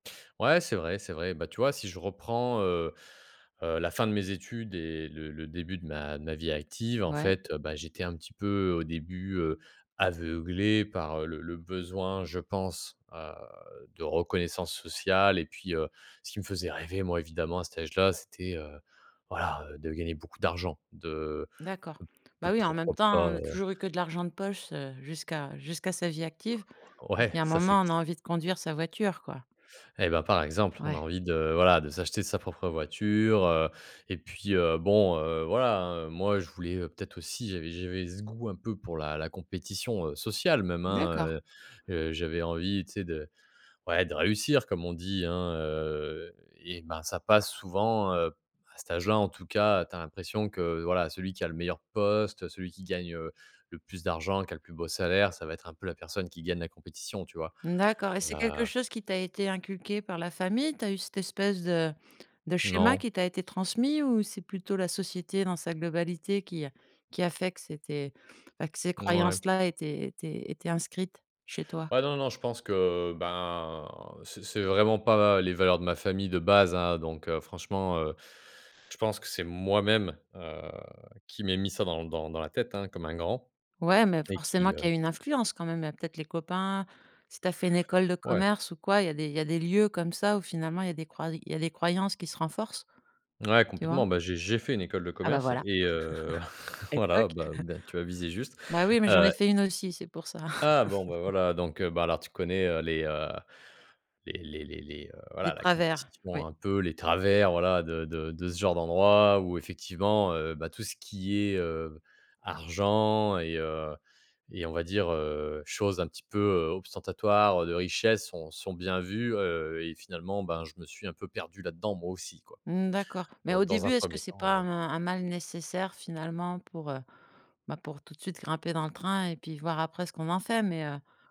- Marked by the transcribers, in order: stressed: "aveuglé"; stressed: "rêver"; stressed: "voilà"; other noise; laughing while speaking: "Ouais"; tapping; drawn out: "ben"; other background noise; stressed: "moi-même"; stressed: "j'ai fait"; laugh; chuckle; laughing while speaking: "voilà"; laugh; "ostentatoires" said as "obstentatoires"
- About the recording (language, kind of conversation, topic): French, podcast, Qu'est-ce qui compte le plus : le salaire, le sens ou la liberté ?